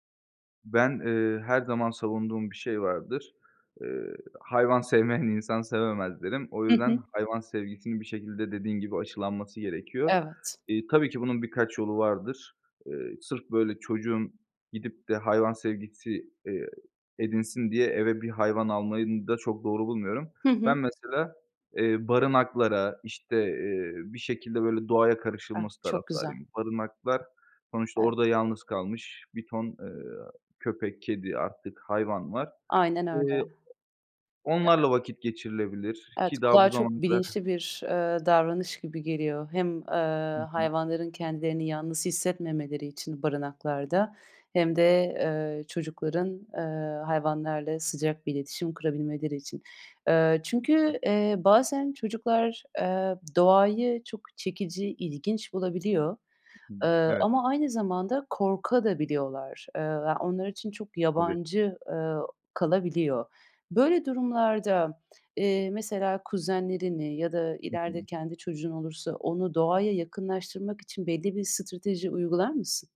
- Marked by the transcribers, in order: laughing while speaking: "sevmeyen"; other background noise
- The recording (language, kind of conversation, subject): Turkish, podcast, Çocuklara doğa sevgisi nasıl öğretilir?